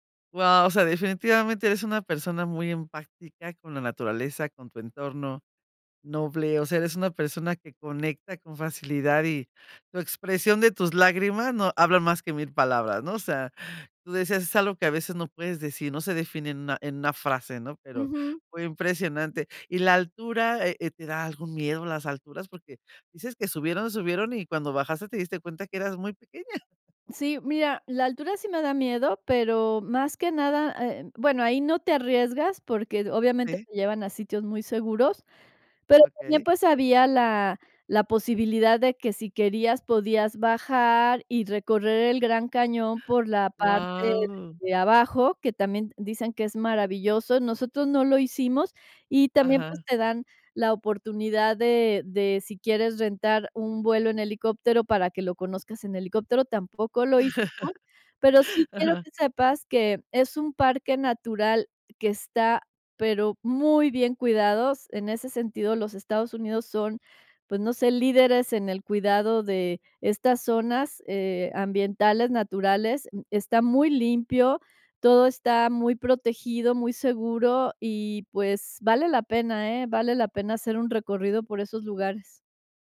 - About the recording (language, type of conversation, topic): Spanish, podcast, ¿Me hablas de un lugar que te hizo sentir pequeño ante la naturaleza?
- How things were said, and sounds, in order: tapping; surprised: "Guau"; chuckle